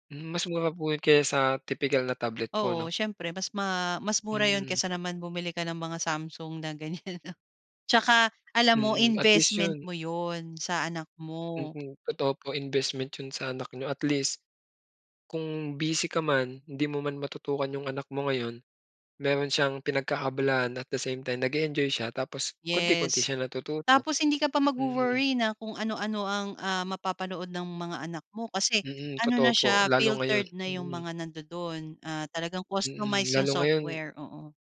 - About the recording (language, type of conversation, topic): Filipino, podcast, Ano ang papel ng pamilya sa paghubog ng isang estudyante, para sa iyo?
- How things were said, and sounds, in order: laughing while speaking: "ganyan"; in English: "at the same time"; tapping; "nandoon" said as "nandodon"